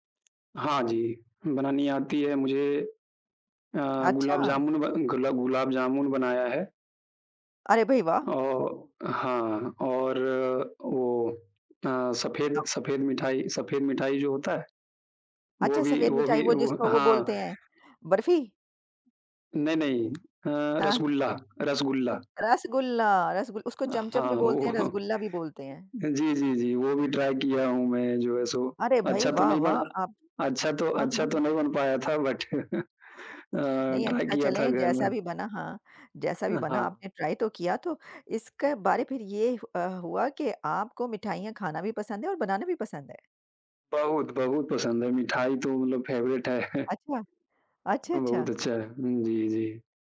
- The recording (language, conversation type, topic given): Hindi, unstructured, आप कौन-सी मिठाई बनाना पूरी तरह सीखना चाहेंगे?
- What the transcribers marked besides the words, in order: tapping; other background noise; laughing while speaking: "वो"; in English: "ट्राई"; laughing while speaking: "बट"; in English: "बट"; chuckle; in English: "ट्राई"; in English: "ट्राई"; in English: "फेवरेट"; chuckle